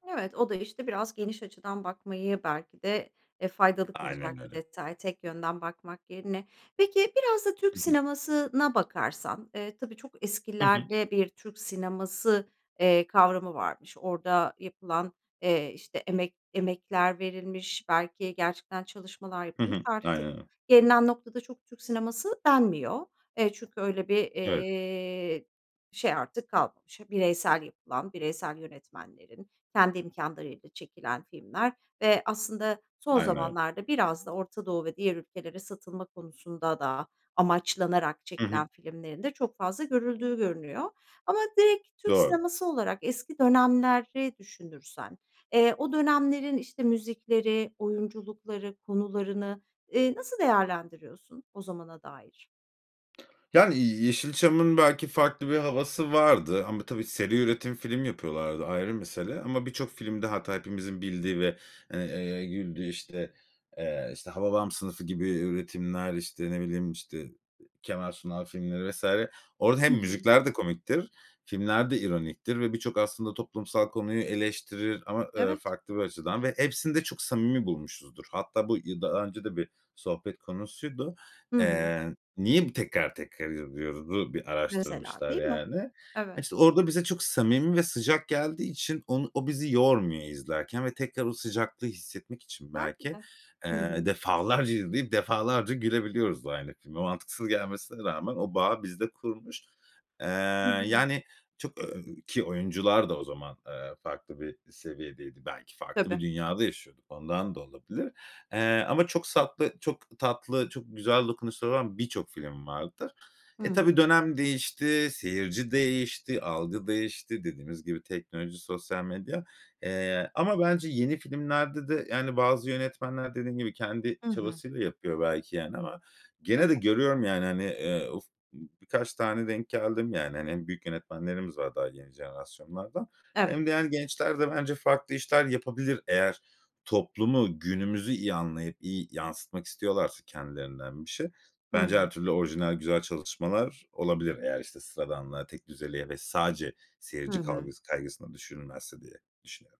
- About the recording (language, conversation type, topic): Turkish, podcast, Bir filmin bir şarkıyla özdeşleştiği bir an yaşadın mı?
- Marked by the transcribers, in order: tapping